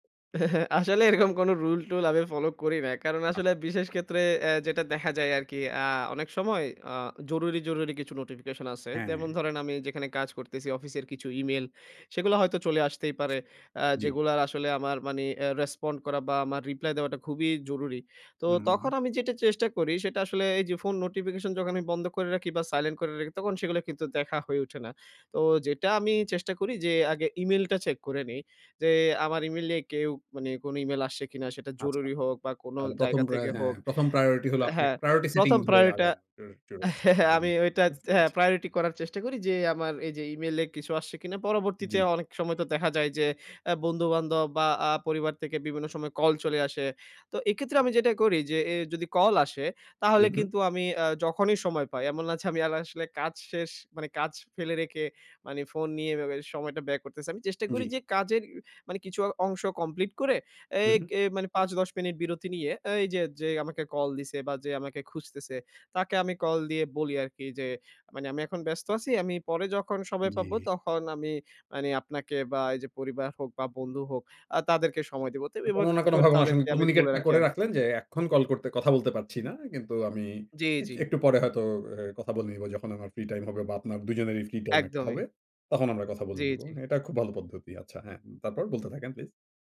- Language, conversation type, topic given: Bengali, podcast, তুমি অনলাইন নোটিফিকেশনগুলো কীভাবে সামলে রাখো?
- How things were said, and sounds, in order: chuckle; laughing while speaking: "আসলে এরকম কোনো রুল-টুল আমি ফলো করি না"; other background noise; "প্রায়োরিটি টা" said as "প্রায়োটা"; chuckle; unintelligible speech; in English: "কমিউনিকেট"